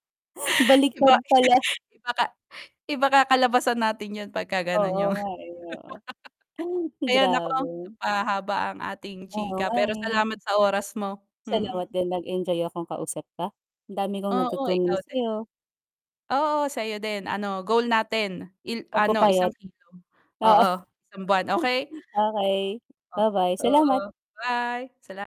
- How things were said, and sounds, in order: distorted speech; laugh; laugh; chuckle
- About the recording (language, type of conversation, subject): Filipino, unstructured, Ano ang mga benepisyo ng regular na ehersisyo para sa iyo?